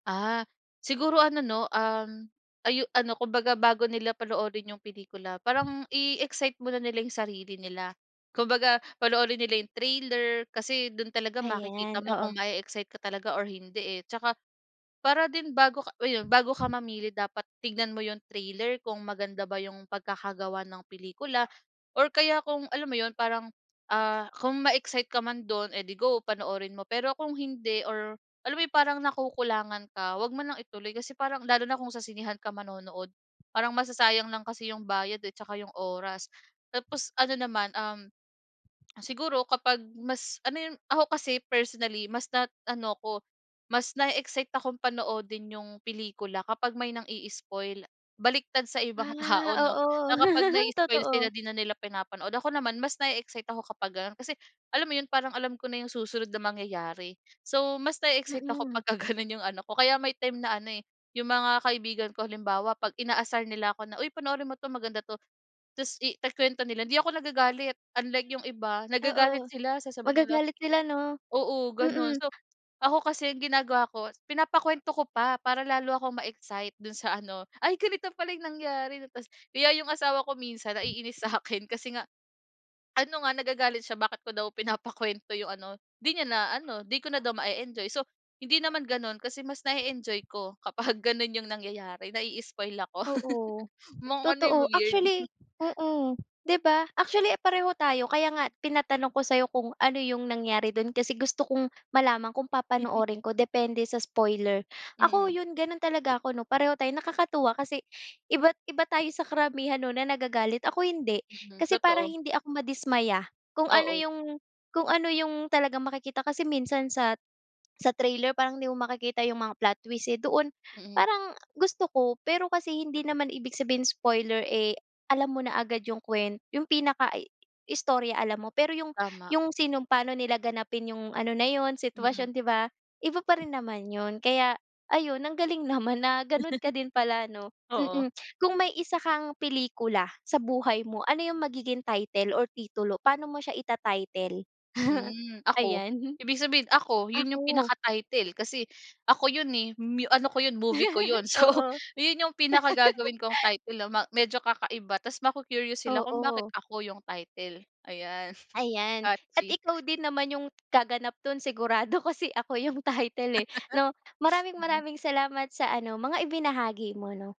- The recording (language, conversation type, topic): Filipino, podcast, Paano mo pinipili kung anong pelikula ang papanoorin mo?
- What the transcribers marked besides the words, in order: wind; tapping; other background noise; swallow; laughing while speaking: "ibang tao"; giggle; laughing while speaking: "gano’n"; laughing while speaking: "sa'kin"; dog barking; laughing while speaking: "kapag"; chuckle; chuckle; laughing while speaking: "naman"; chuckle; laugh; laughing while speaking: "So"; laugh; snort; laughing while speaking: "kasi Ako yung"; laugh; sniff